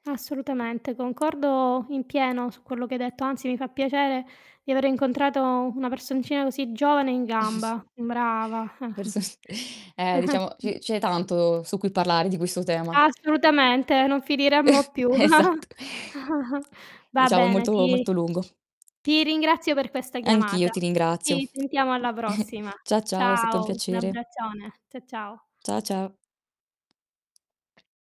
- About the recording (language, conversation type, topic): Italian, unstructured, Come pensi che la religione possa unire o dividere le persone?
- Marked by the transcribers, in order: tapping; chuckle; laughing while speaking: "Per sos"; distorted speech; chuckle; "questo" said as "guesto"; other noise; chuckle; laughing while speaking: "Esatt"; chuckle; chuckle; other background noise